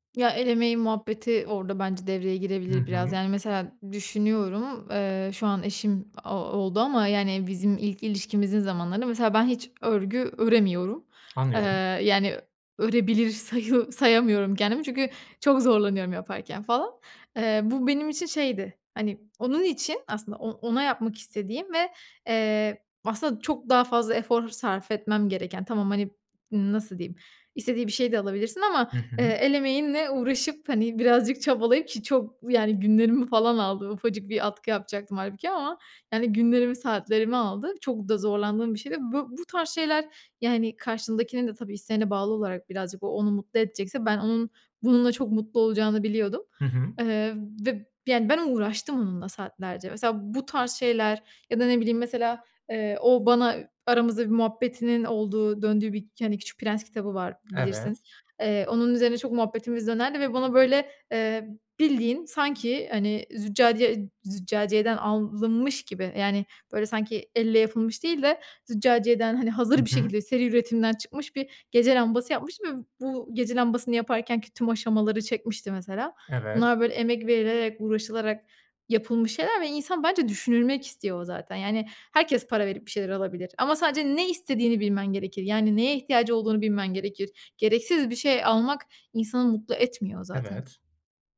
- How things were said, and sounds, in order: other background noise
- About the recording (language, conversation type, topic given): Turkish, advice, Hediyeler için aşırı harcama yapıyor ve sınır koymakta zorlanıyor musunuz?